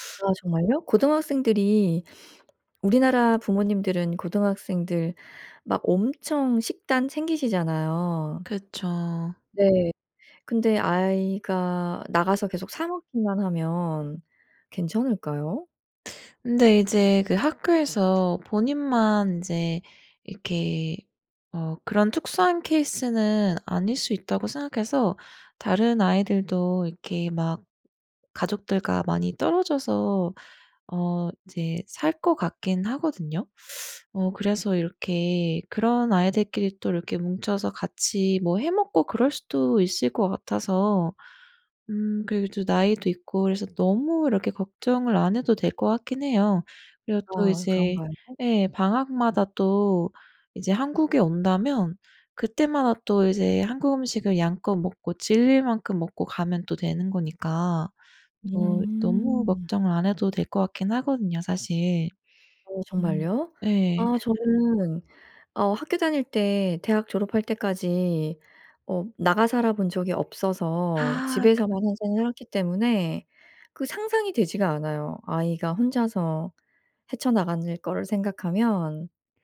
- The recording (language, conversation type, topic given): Korean, advice, 도시나 다른 나라로 이주할지 결정하려고 하는데, 어떤 점을 고려하면 좋을까요?
- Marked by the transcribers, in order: other background noise; teeth sucking; "헤쳐나가는" said as "헤쳐나가늘"